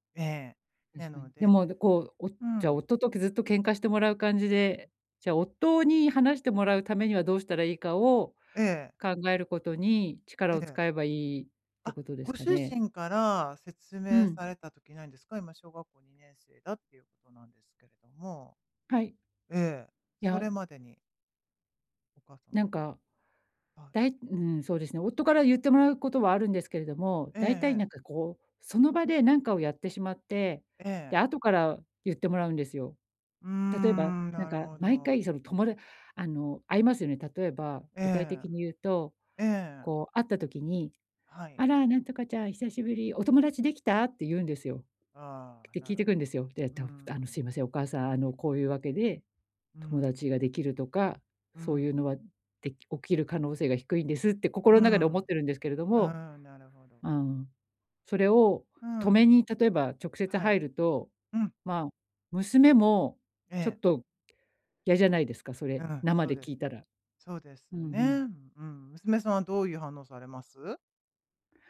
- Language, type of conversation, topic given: Japanese, advice, 育児方針の違いについて、パートナーとどう話し合えばよいですか？
- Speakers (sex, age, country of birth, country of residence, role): female, 45-49, Japan, Japan, user; female, 55-59, Japan, United States, advisor
- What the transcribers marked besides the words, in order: none